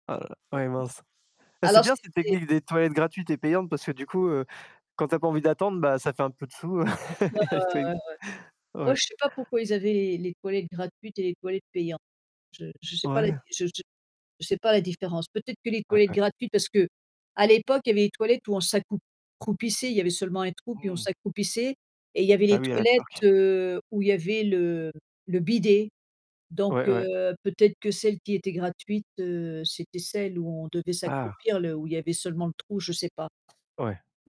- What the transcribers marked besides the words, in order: static; distorted speech; chuckle; mechanical hum; other background noise; tapping
- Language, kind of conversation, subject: French, unstructured, Quel est ton souvenir de vacances le plus marquant ?